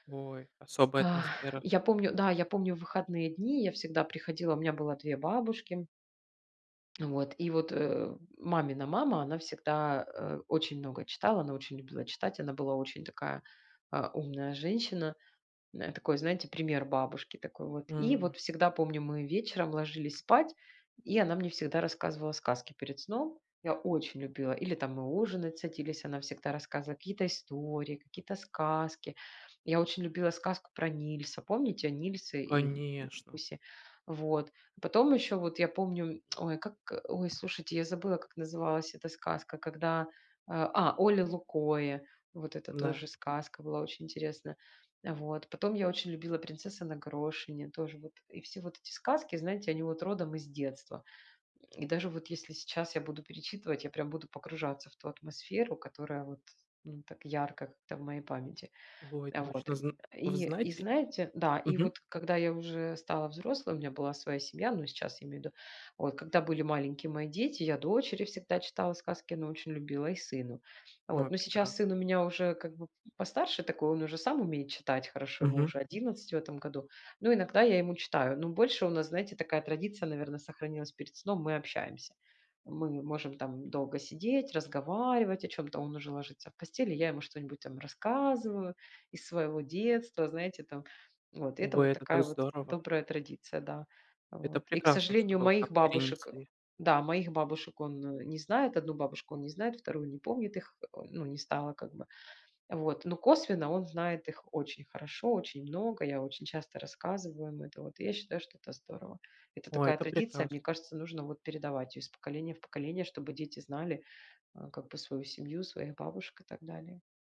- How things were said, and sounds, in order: lip smack
- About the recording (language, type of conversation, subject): Russian, unstructured, Какая традиция из твоего детства тебе запомнилась больше всего?